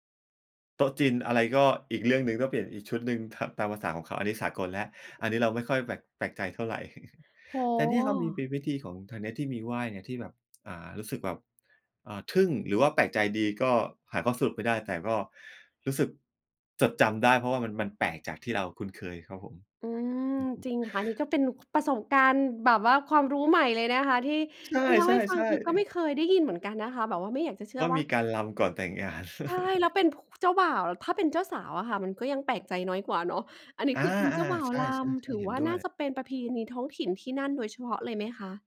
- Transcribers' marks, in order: other background noise; chuckle; other noise; chuckle
- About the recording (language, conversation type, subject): Thai, podcast, เคยไปร่วมพิธีท้องถิ่นไหม และรู้สึกอย่างไรบ้าง?